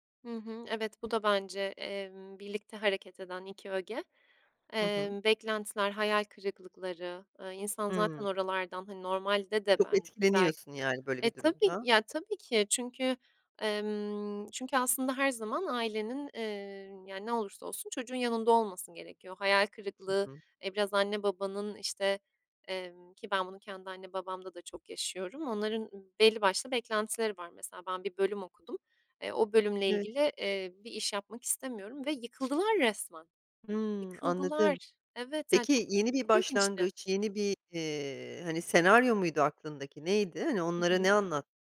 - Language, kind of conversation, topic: Turkish, podcast, Zamanı hiç olmayanlara, hemen uygulayabilecekleri en pratik öneriler neler?
- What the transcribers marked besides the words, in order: other background noise